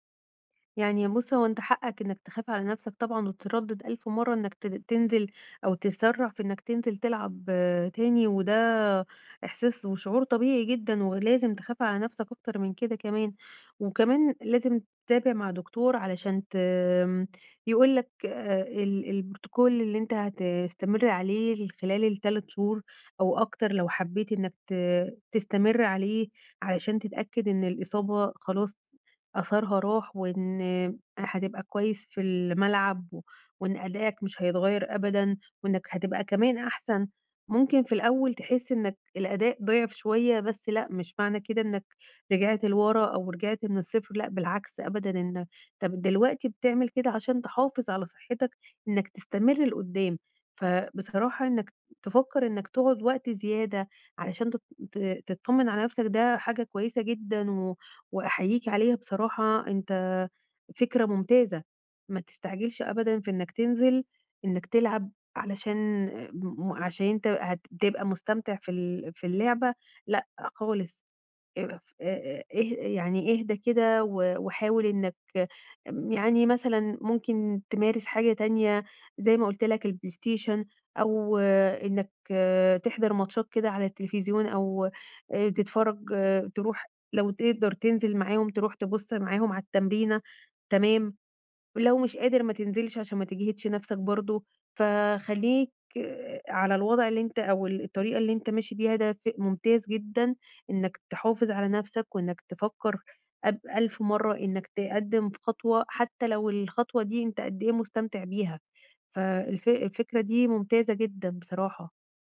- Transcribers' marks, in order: tapping
- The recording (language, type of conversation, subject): Arabic, advice, إزاي أتعامل مع وجع أو إصابة حصلتلي وأنا بتمرن وأنا متردد أكمل؟